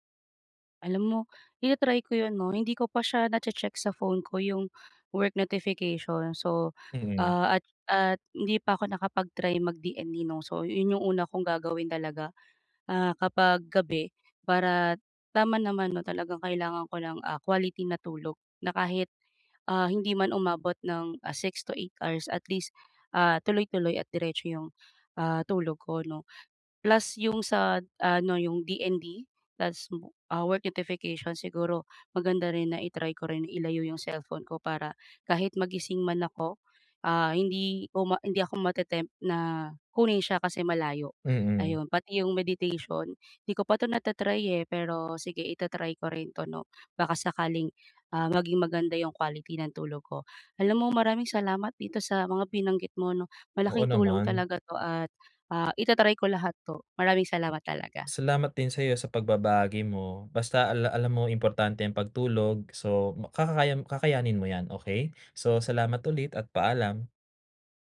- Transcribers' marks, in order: tapping
- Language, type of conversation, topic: Filipino, advice, Paano ako makakakuha ng mas mabuting tulog gabi-gabi?